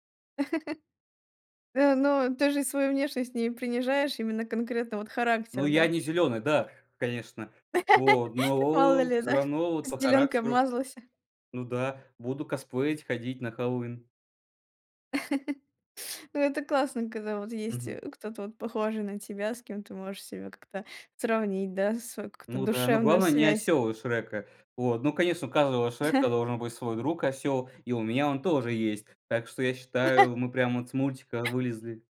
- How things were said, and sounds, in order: laugh; laugh; laugh; chuckle; laugh
- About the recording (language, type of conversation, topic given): Russian, podcast, Какие мультфильмы или фильмы из детства оставили у вас самый сильный след?